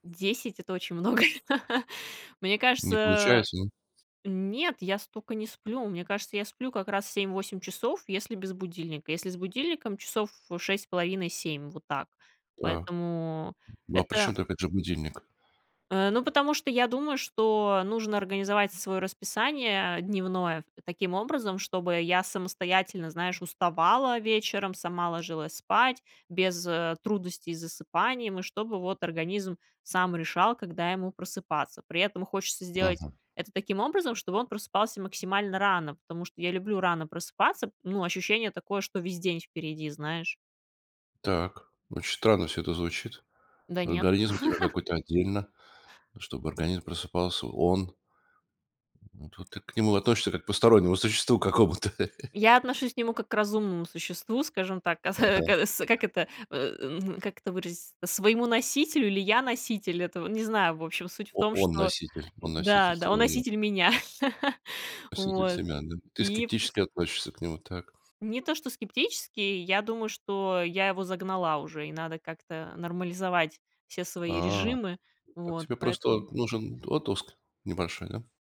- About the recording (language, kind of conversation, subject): Russian, podcast, Как выглядит твоя идеальная утренняя рутина?
- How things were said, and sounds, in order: laughing while speaking: "много"; tapping; chuckle; chuckle; laughing while speaking: "каса кас"; laughing while speaking: "меня"; other background noise